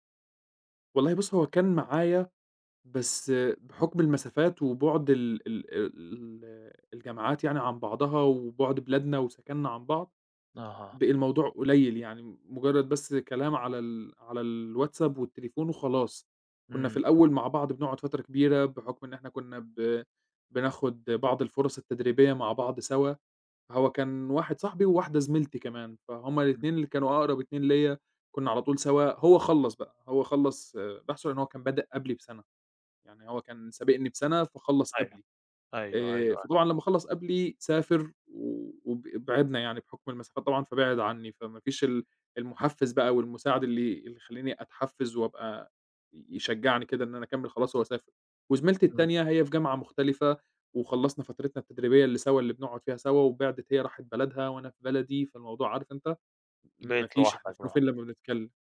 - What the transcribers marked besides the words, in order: none
- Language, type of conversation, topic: Arabic, advice, إزاي حسّيت لما فقدت الحافز وإنت بتسعى ورا هدف مهم؟